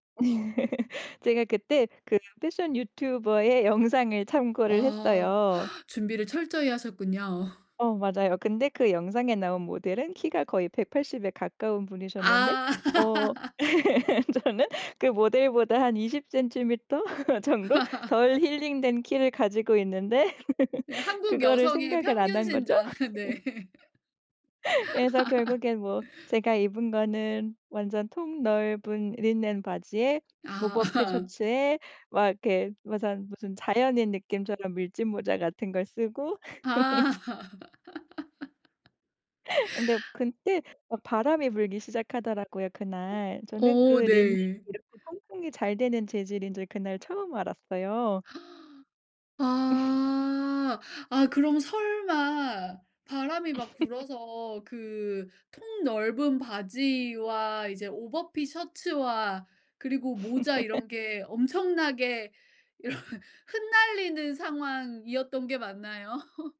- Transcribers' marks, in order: laugh; laughing while speaking: "하셨군요"; laugh; laughing while speaking: "저는"; laughing while speaking: "이십 cm 정도"; laugh; laughing while speaking: "있는데"; laugh; laugh; laughing while speaking: "네"; laugh; other background noise; laughing while speaking: "아"; laugh; laughing while speaking: "아"; laugh; gasp; laugh; laugh; laugh; laughing while speaking: "이런"; laughing while speaking: "맞나요?"
- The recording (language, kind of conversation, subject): Korean, podcast, 스타일링에 실패했던 경험을 하나 들려주실래요?